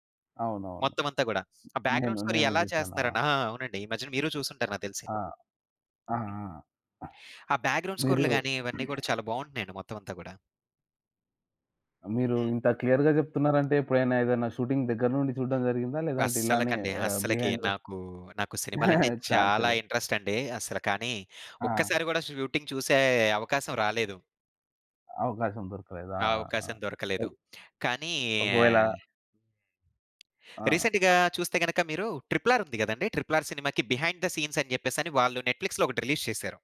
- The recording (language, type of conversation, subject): Telugu, podcast, సెట్ వెనుక జరిగే కథలు మీకు ఆసక్తిగా ఉంటాయా?
- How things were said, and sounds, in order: other background noise; in English: "బ్యాక్‌గ్రౌండ్ స్కోర్"; in English: "బ్యాక్‌గ్రౌండ్"; in English: "క్లియర్‌గా"; tapping; in English: "షూటింగ్"; chuckle; in English: "ఇంట్రెస్ట్"; in English: "షూటింగ్"; drawn out: "కానీ"; in English: "రీసెంట్‌గా"; in English: "బిహైండ్ థ సీన్స్"; in English: "నెట్‌ఫ్లిక్స్‌లో"; in English: "రిలీజ్"